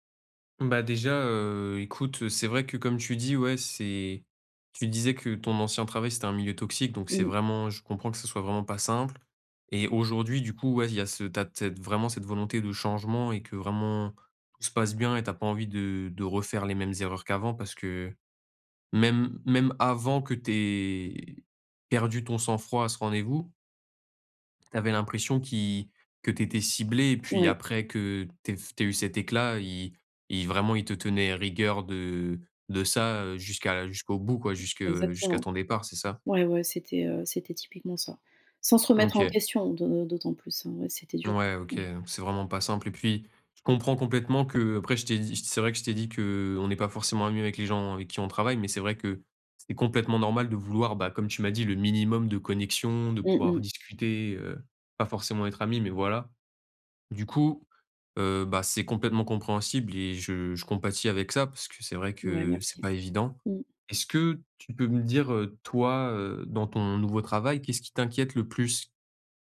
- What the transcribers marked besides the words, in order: other background noise
- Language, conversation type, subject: French, advice, Comment puis-je m’affirmer sans nuire à mes relations professionnelles ?